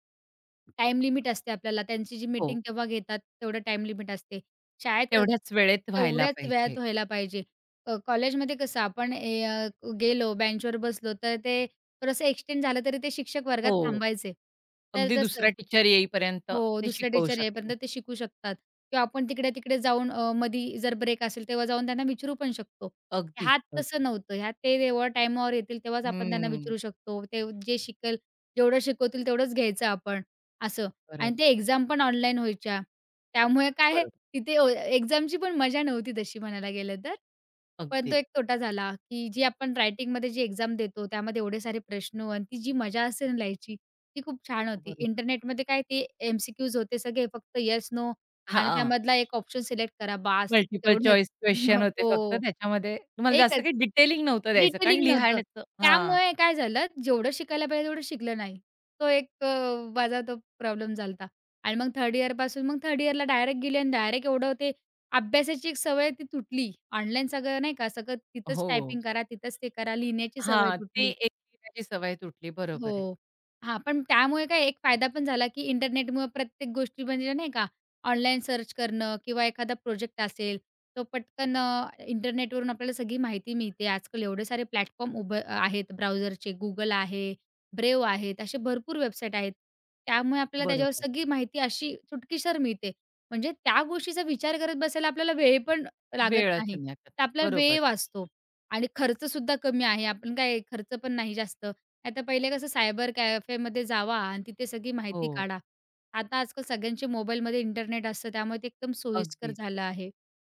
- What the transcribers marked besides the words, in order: other background noise; in English: "एक्सटेंड"; in English: "टीचर"; in English: "टीचर"; in English: "एक्झाम"; in English: "एक्झामची"; in English: "एक्झाम"; horn; in English: "मल्टिपल चॉईस क्वेशन"; chuckle; in English: "सर्च"; in English: "प्लॅटफॉर्म"; in English: "ब्राउझरचे"; unintelligible speech; tapping
- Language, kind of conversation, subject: Marathi, podcast, इंटरनेटमुळे तुमच्या शिकण्याच्या पद्धतीत काही बदल झाला आहे का?